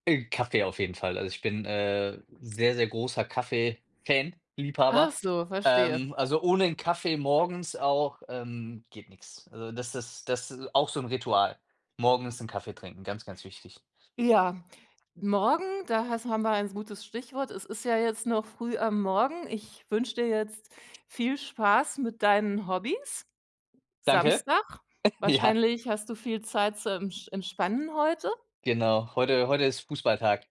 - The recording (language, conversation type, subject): German, podcast, Wie organisierst du deine Hobbys neben Arbeit oder Schule?
- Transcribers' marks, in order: other background noise; chuckle